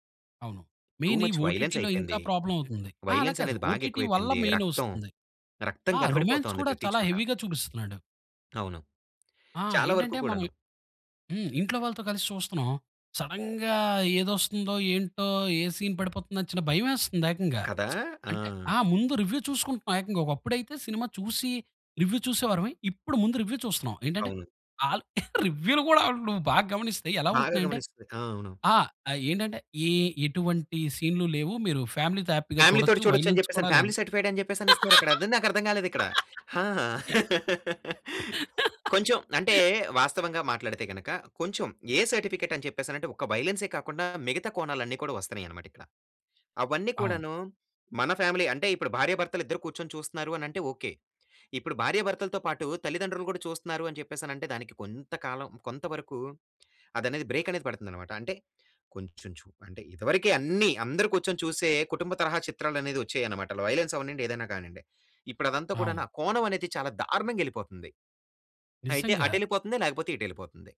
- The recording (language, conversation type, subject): Telugu, podcast, సినిమా రుచులు కాలంతో ఎలా మారాయి?
- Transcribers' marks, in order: in English: "మెయిన్"; in English: "టూ ముచ్ వయలెన్స్"; in English: "ఓ‌టీటీలో"; in English: "ప్రాబ్లమ్"; in English: "వయలెన్స్"; in English: "ఓ‌టీటీ"; in English: "మెయిన్"; in English: "రొమాన్స్"; in English: "హెవీగా"; in English: "సడెన్‌గా"; in English: "సీన్"; lip smack; in English: "రివ్యూ"; in English: "రివ్యూ"; in English: "రివ్యూ"; laughing while speaking: "రివ్యూలు కూడా"; in English: "ఫ్యామిలీతోటి"; in English: "ఫ్యామిలీ‌తో హ్యాపీగా"; in English: "ఫ్యామిలీ"; in English: "వయలెన్స్"; laugh; chuckle; laugh; in English: "ఏ"; in English: "ఫ్యామిలీ"; in English: "వయలెన్స్"